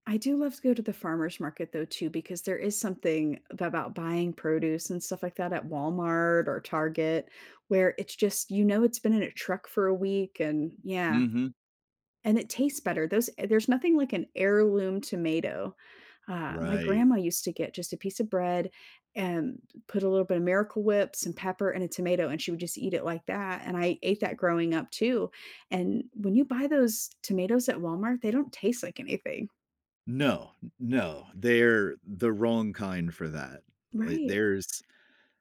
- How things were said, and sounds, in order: tapping; other background noise
- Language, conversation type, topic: English, unstructured, How can I make a meal feel more comforting?